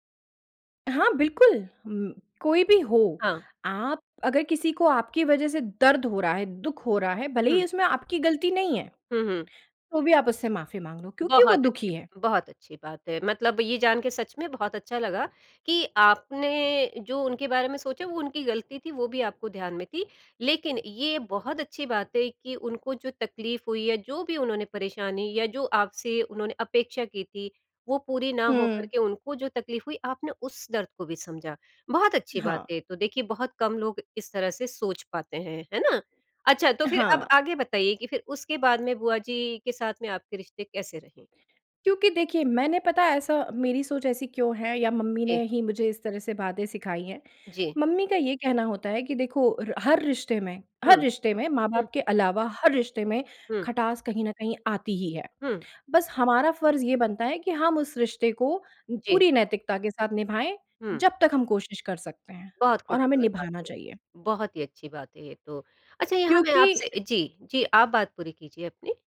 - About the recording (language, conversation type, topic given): Hindi, podcast, रिश्तों से आपने क्या सबसे बड़ी बात सीखी?
- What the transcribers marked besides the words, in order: other background noise